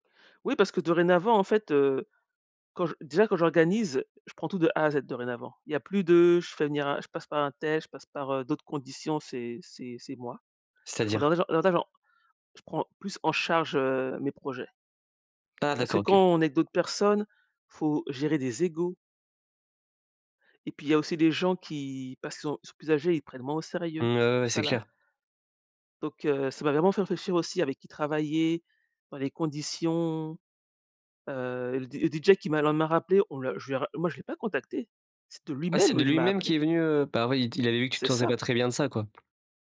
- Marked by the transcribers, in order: tapping; stressed: "lui-même"; other background noise
- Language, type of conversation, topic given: French, podcast, Peux-tu raconter une fois où tu as échoué, mais où tu as appris quelque chose d’important ?